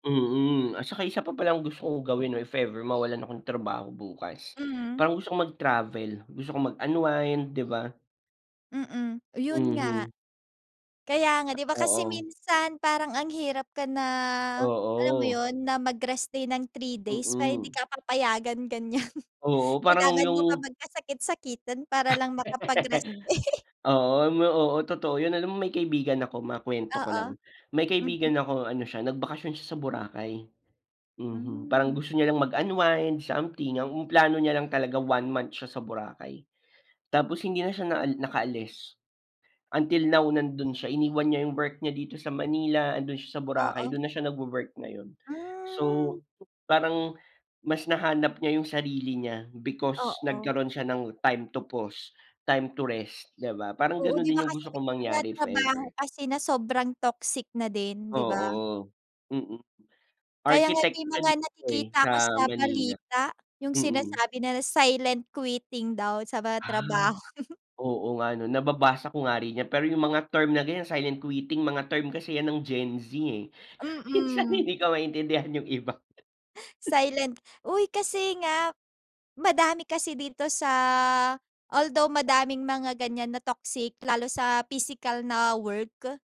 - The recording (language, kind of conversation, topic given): Filipino, unstructured, Ano ang gagawin mo kung bigla kang mawalan ng trabaho bukas?
- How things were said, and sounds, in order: other background noise; laughing while speaking: "ganyan"; laugh; laughing while speaking: "day"; in English: "time to pause, time to rest"; in English: "silent quitting"; laughing while speaking: "trabaho"; in English: "silent quiting"; laughing while speaking: "Minsan hindi ko maintindihan 'yong iba"